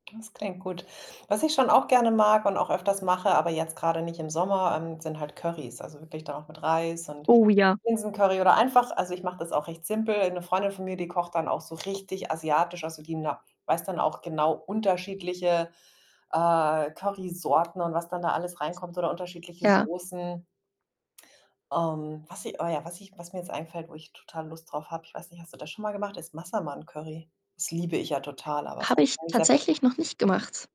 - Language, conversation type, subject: German, unstructured, Was ist dein Lieblingsessen, und warum magst du es so sehr?
- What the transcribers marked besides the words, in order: mechanical hum; unintelligible speech; other background noise; unintelligible speech; tapping; distorted speech